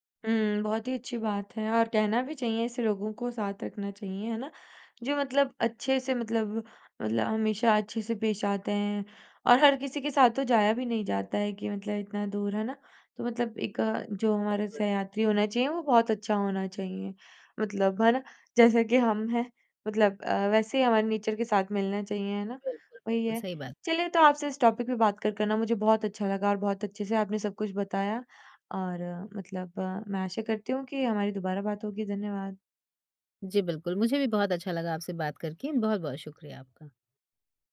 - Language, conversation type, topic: Hindi, podcast, किसने आपको विदेश में सबसे सुरक्षित महसूस कराया?
- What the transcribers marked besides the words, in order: in English: "नेचर"; in English: "टॉपिक"